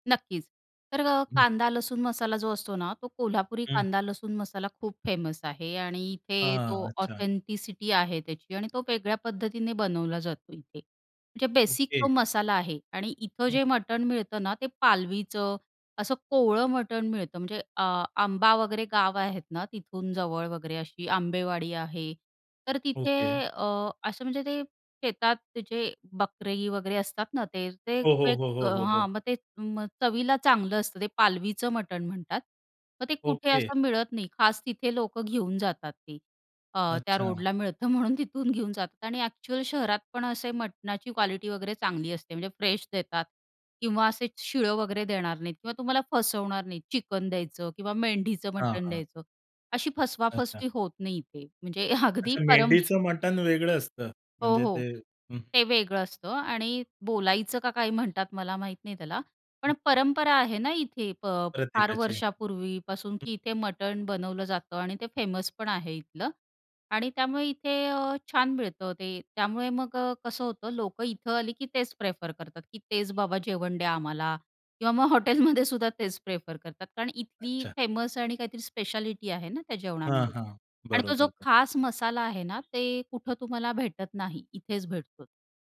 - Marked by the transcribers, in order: in English: "फेमस"; in English: "ऑथेंटिसिटी"; tapping; laughing while speaking: "म्हणून तिथून"; in English: "फ्रेश"; other background noise; chuckle; in English: "फेमसपण"; chuckle; in English: "फेमस"
- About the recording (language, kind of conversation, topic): Marathi, podcast, तुमच्या घरच्या रोजच्या जेवणात कोणते पारंपरिक पदार्थ नेहमी असतात?